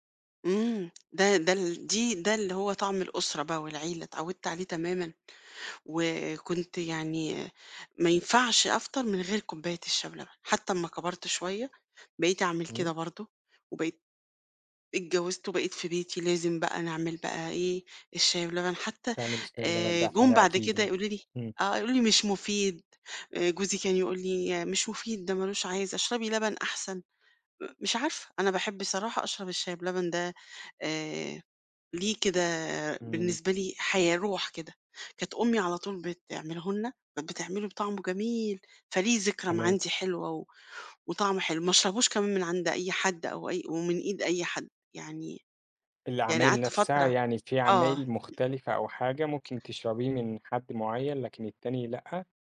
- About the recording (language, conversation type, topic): Arabic, podcast, قهوة ولا شاي الصبح؟ إيه السبب؟
- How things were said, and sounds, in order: tapping; other background noise